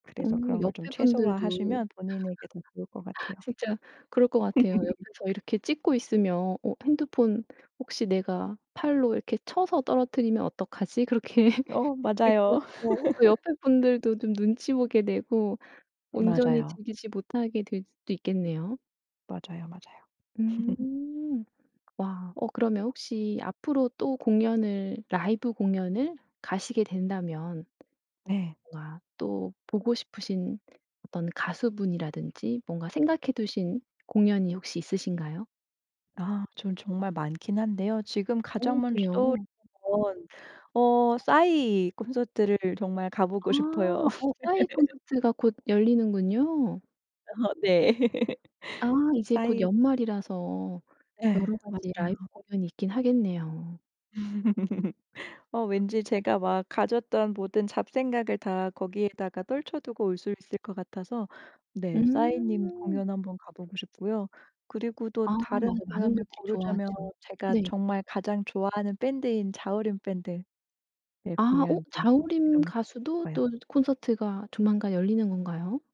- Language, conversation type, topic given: Korean, podcast, 라이브 공연을 직접 보고 어떤 점이 가장 인상 깊었나요?
- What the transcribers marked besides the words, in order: other background noise; laugh; laughing while speaking: "그렇게"; laugh; unintelligible speech; laugh; laugh; tapping; laugh; laugh; laugh